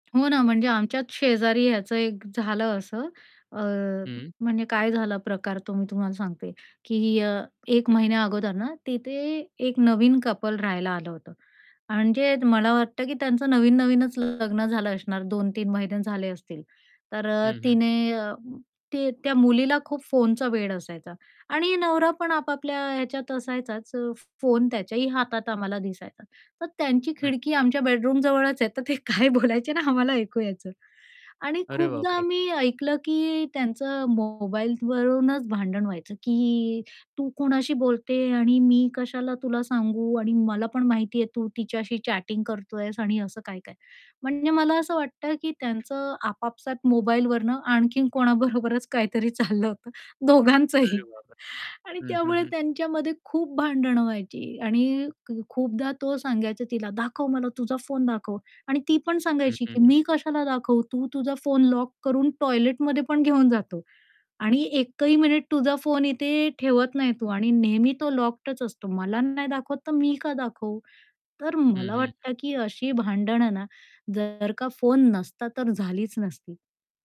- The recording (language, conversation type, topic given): Marathi, podcast, रात्री फोन वापरण्याची तुमची पद्धत काय आहे?
- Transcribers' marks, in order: tapping; other noise; distorted speech; other background noise; laughing while speaking: "काय बोलायचे ना आम्हाला ऐकू यायचं"; in English: "चॅटिंग"; laughing while speaking: "कोणाबरोबरच काहीतरी चाललं होतं. दोघांचंही"